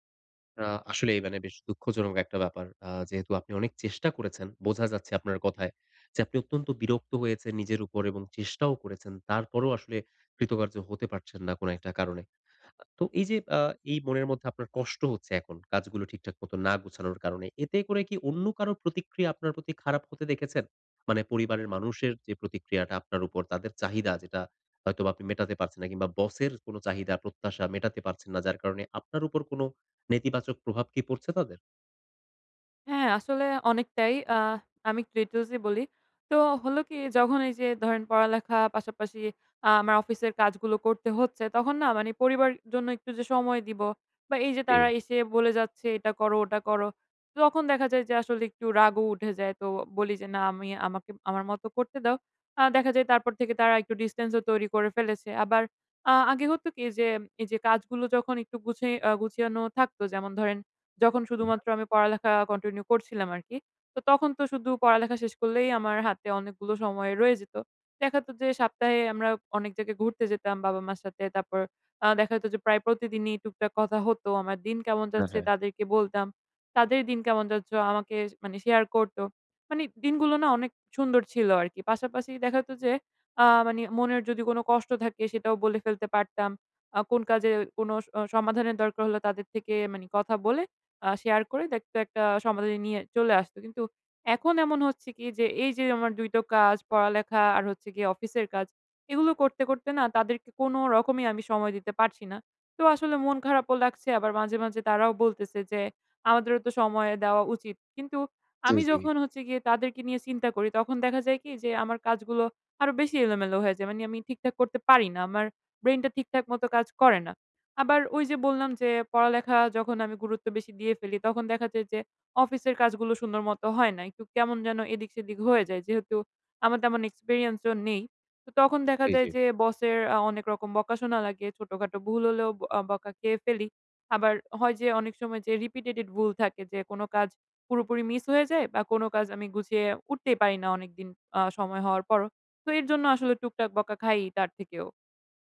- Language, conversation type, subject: Bengali, advice, একাধিক কাজ একসঙ্গে করতে গিয়ে কেন মনোযোগ হারিয়ে ফেলেন?
- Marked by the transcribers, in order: in English: "ডিসট্যান্স"; in English: "কন্টিনিউ"; tapping; in English: "এক্সপেরিয়েন্স"; in English: "রিপিটেটেড"